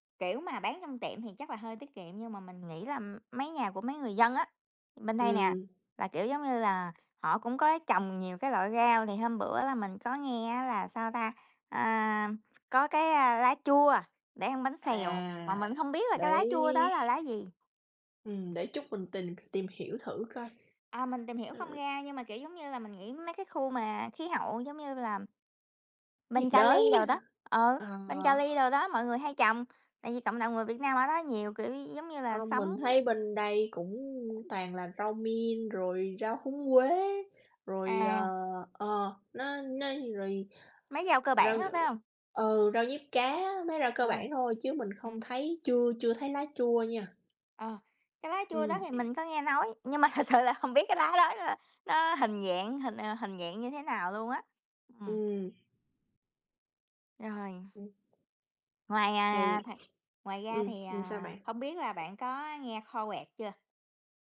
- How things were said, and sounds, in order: tapping; other background noise; in English: "mint"; laughing while speaking: "thật sự"; unintelligible speech; unintelligible speech
- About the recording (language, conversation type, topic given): Vietnamese, unstructured, Món ăn nào gắn liền với ký ức tuổi thơ của bạn?